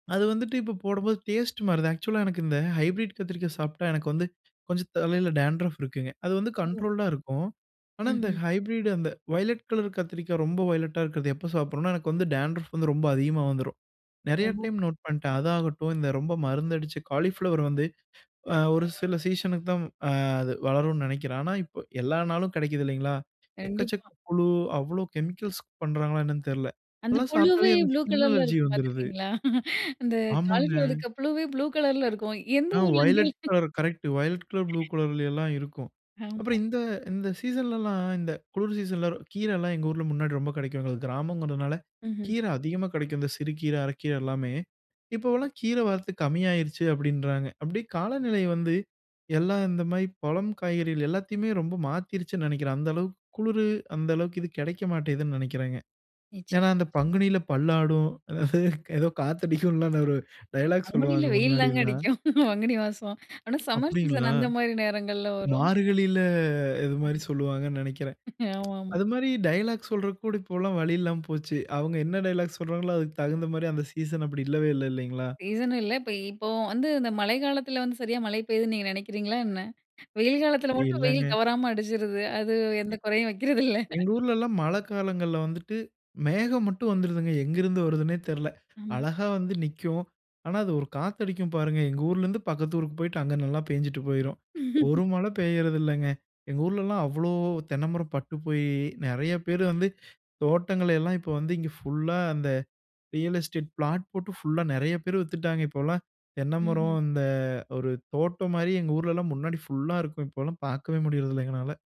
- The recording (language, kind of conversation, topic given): Tamil, podcast, பழங்கள், காய்கறிகள் சீசனுக்கு ஏற்ப எப்படி மாறுகின்றன?
- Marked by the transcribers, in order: in English: "ஹைப்ரிட்"; in English: "டான்ட்ரஃப்"; in English: "ஹைப்ரிட்"; in English: "டான்ட்ரஃப்"; in English: "கெமிக்கல்ஸ்க்"; in English: "ஸ்கின் அலர்ஜி"; laugh; laughing while speaking: "ஊர்ல"; unintelligible speech; other noise; "மாட்டேங்குதுன்னு" said as "மாட்டேதுன்னு"; chuckle; laughing while speaking: "ஏதோ காத்தடிக்கும்ல"; in English: "டயலாக்"; laughing while speaking: "அடிக்கும்"; in English: "சம்மர் சீசன்"; drawn out: "மார்கழில"; in English: "டயலாக்"; chuckle; in English: "சீசனும்"; laughing while speaking: "வக்கிறதில்ல"; laugh; in English: "ரியல் எஸ்டேட் பிளாட்"